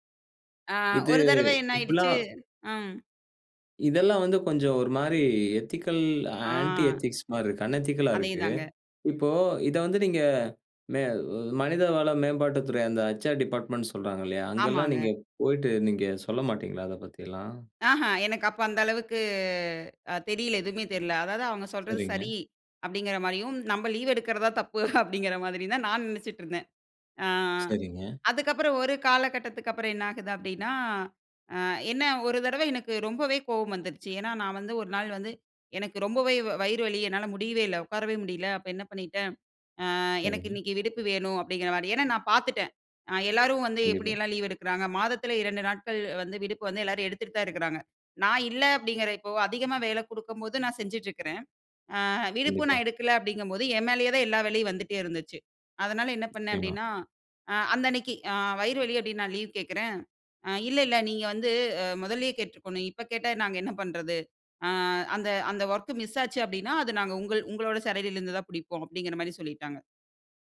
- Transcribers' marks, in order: in English: "எத்திக்கல் ஆன்டி எத்திக்ஸ்"; in English: "அன் எதிக்கல்"; in English: "ஹெச்.ஆர் டிபார்ட்மென்ட்னு"; in English: "ஒர்க் மிஸ்"
- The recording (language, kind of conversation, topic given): Tamil, podcast, ‘இல்லை’ சொல்ல சிரமமா? அதை எப்படி கற்றுக் கொண்டாய்?